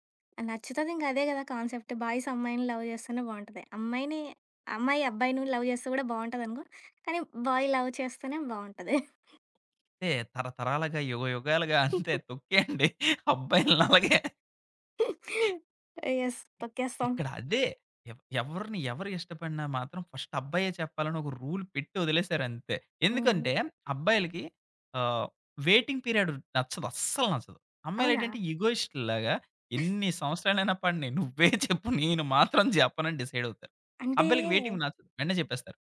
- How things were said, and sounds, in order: other background noise; in English: "బాయిస్"; in English: "లవ్"; in English: "లవ్"; in English: "బాయ్ లవ్"; chuckle; giggle; laughing while speaking: "అంతే తొక్కేయండి. అబ్బాయిలనలాగే"; chuckle; in English: "యస్"; in English: "ఫస్ట్"; in English: "రూల్"; in English: "వెయిటింగ్ పీరియడ్"; stressed: "అస్సలు"; tapping; laughing while speaking: "నువ్వే చెప్పు, నేను మాత్రం చెప్పనని"; in English: "వెయటింగ్"
- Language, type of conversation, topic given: Telugu, podcast, నీకు హృదయానికి అత్యంత దగ్గరగా అనిపించే పాట ఏది?